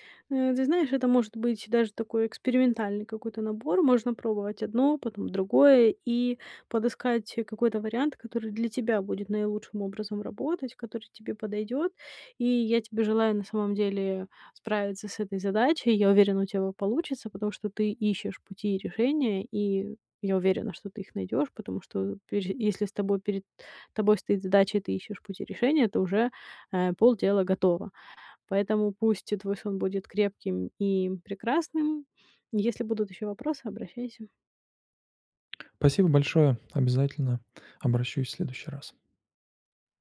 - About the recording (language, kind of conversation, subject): Russian, advice, Как мне проще выработать стабильный режим сна?
- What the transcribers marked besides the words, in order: tapping